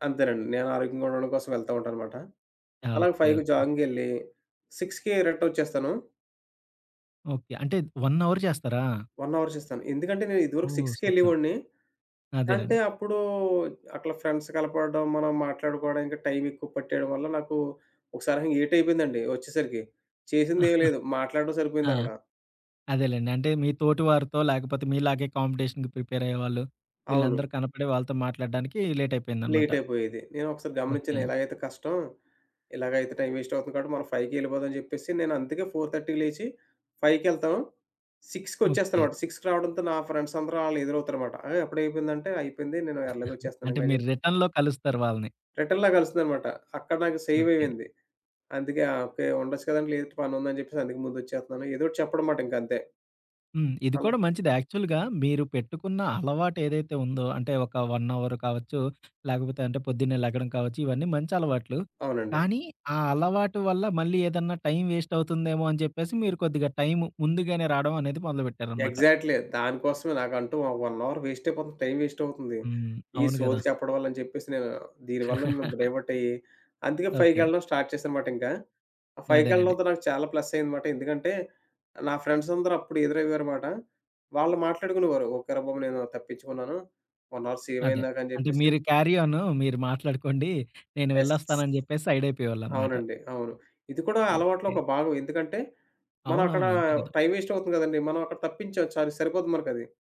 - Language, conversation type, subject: Telugu, podcast, స్వయంగా నేర్చుకోవడానికి మీ రోజువారీ అలవాటు ఏమిటి?
- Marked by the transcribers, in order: in English: "ఫైవ్‌కి"; in English: "సిక్స్‌కి రిటర్న్"; in English: "వన్ అవర్"; in English: "వన్ అవర్"; in English: "సూపర్"; in English: "ఫ్రెండ్స్"; in English: "ఎయిట్"; chuckle; in English: "కాంపిటీషన్‌కి"; in English: "వేస్ట్"; in English: "ఫైవ్‌కే"; in English: "ఫోర్ థర్టీకి"; in English: "సిక్స్‌కి"; chuckle; in English: "రిటర్న్‌లో"; other background noise; in English: "రిటన్‌లో"; in English: "యాక్చువల్‌గా"; in English: "వన్ అవర్"; in English: "వేస్ట్"; in English: "ఎగ్జాక్ట్‌లీ"; in English: "వన్ అవర్"; chuckle; in English: "బ్రేవౌట్"; in English: "స్టార్ట్"; in English: "వన్ అవర్"; in English: "యెస్"